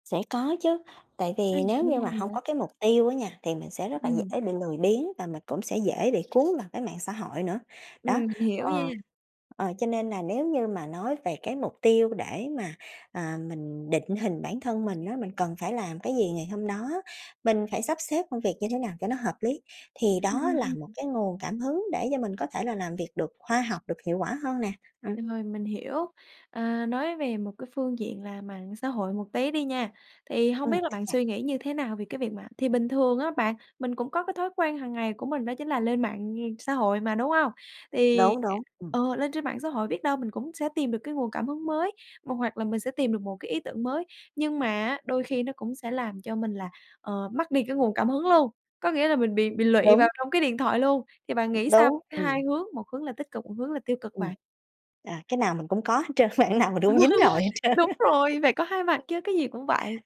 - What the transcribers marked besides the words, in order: tapping; other background noise; other noise; laughing while speaking: "á bạn"; laugh; laughing while speaking: "trơn á"; laugh
- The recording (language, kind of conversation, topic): Vietnamese, podcast, Thói quen hằng ngày nào giúp bạn luôn giữ được nguồn cảm hứng?